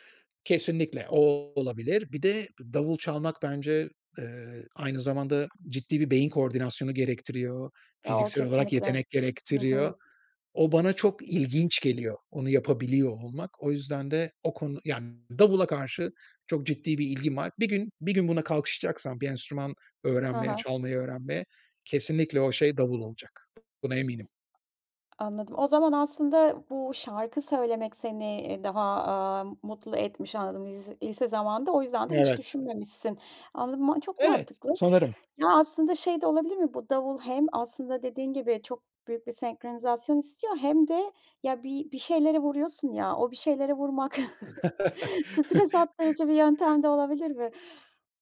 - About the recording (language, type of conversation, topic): Turkish, podcast, Müziği ruh halinin bir parçası olarak kullanır mısın?
- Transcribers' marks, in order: tapping; other background noise; laugh; chuckle